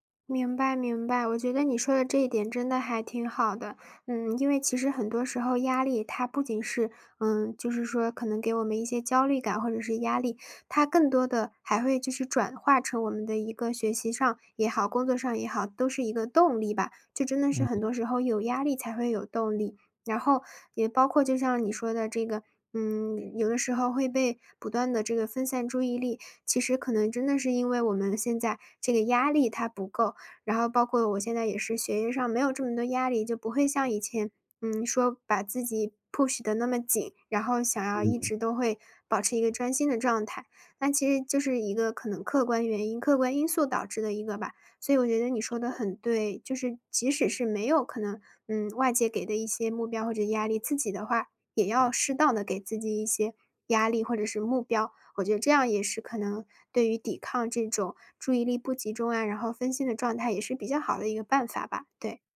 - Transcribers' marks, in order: in English: "push"
- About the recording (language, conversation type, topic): Chinese, advice, 社交媒体和手机如何不断分散你的注意力？